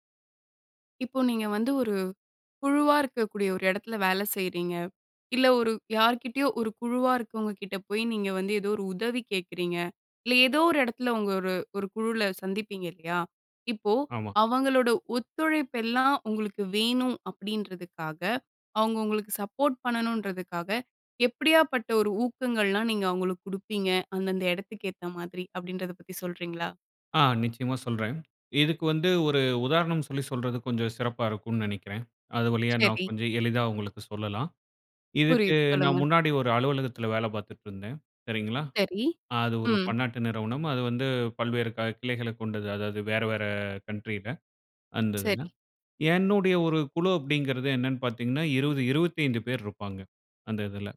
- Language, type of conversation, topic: Tamil, podcast, குழுவில் ஒத்துழைப்பை நீங்கள் எப்படிப் ஊக்குவிக்கிறீர்கள்?
- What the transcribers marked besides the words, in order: in English: "சப்போட்"; in English: "கண்ட்ரில"